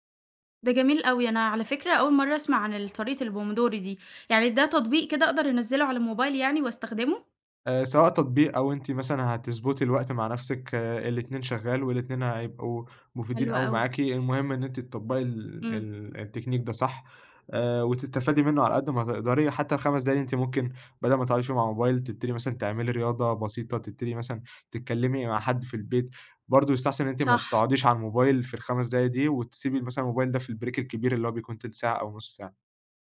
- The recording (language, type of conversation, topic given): Arabic, advice, إزاي الموبايل والسوشيال ميديا بيشتتوا انتباهك طول الوقت؟
- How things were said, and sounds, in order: other background noise; in Italian: "Pomodoro"; "البومودوري" said as "Pomodoro"; in English: "التكنيك"; in English: "البريك"